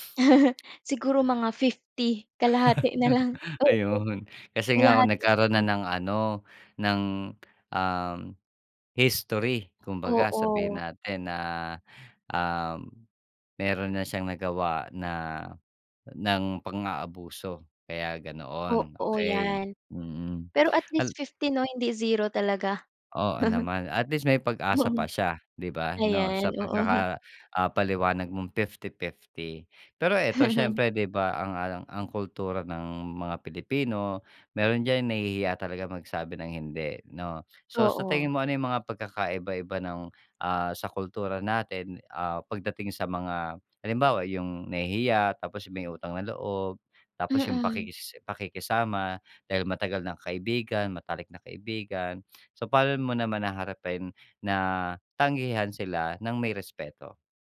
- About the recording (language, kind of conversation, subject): Filipino, podcast, Paano ka tumatanggi nang hindi nakakasakit?
- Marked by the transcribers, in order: chuckle; laugh; fan; tapping; laughing while speaking: "Mm"; chuckle